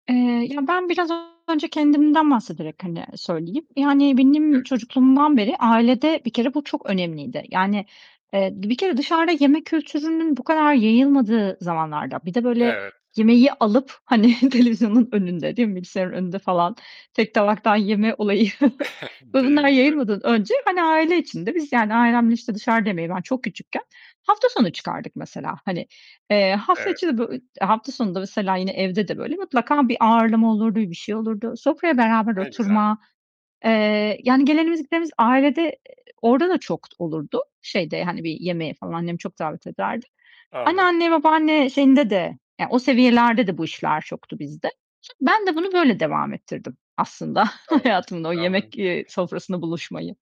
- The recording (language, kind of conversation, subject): Turkish, podcast, Yemek paylaşmanın aidiyet duygusu yaratmadaki rolü sence nedir?
- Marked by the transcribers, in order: distorted speech; other background noise; laughing while speaking: "hani"; chuckle; tapping; giggle